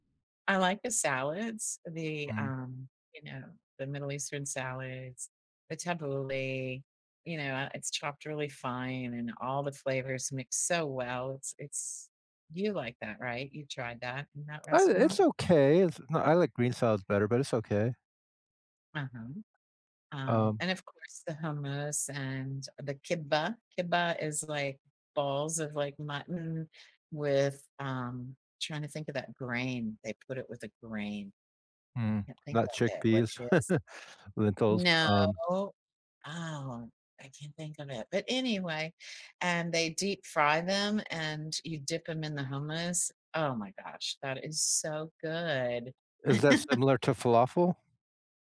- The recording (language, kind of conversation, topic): English, unstructured, What is your favorite cuisine, and why?
- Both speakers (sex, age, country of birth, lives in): female, 65-69, United States, United States; male, 50-54, United States, United States
- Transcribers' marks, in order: in Arabic: "كِبّة. كِبّة"; chuckle; drawn out: "No"; chuckle